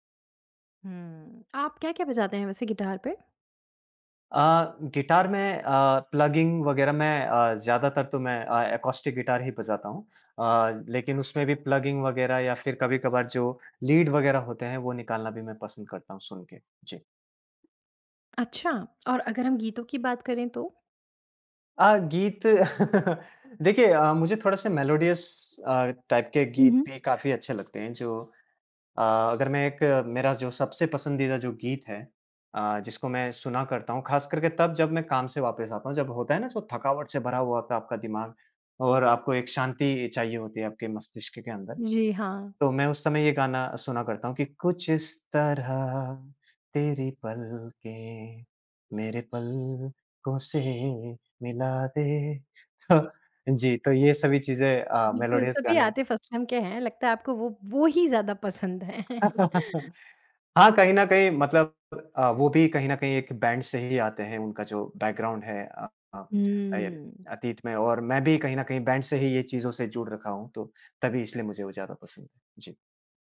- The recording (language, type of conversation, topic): Hindi, podcast, ज़िंदगी के किस मोड़ पर संगीत ने आपको संभाला था?
- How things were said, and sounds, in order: in English: "प्लगिंग"; in English: "एकॉस्टिक"; in English: "प्लगिंग"; in English: "लीड"; laugh; in English: "मेलोडियस"; in English: "टाइप"; singing: "कुछ इस तरह तेरी पलकें मेरे पलकों से मिला दे"; horn; chuckle; in English: "मेलोडियस"; laugh; tapping; in English: "बैंड"; in English: "बैकग्राउंड"